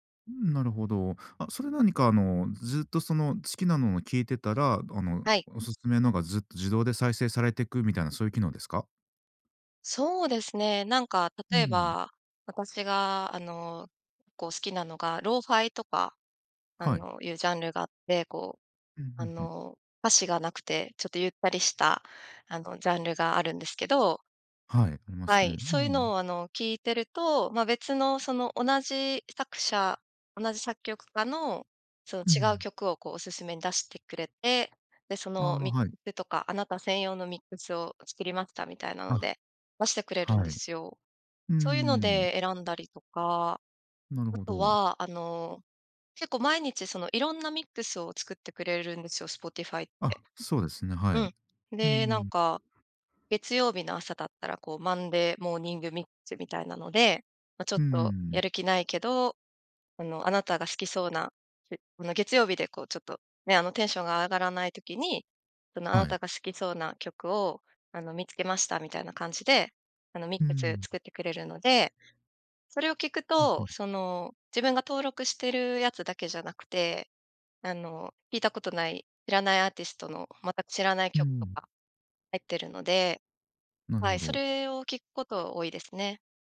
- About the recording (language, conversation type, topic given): Japanese, podcast, 普段、新曲はどこで見つけますか？
- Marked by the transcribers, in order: in English: "Lo-Fi"; unintelligible speech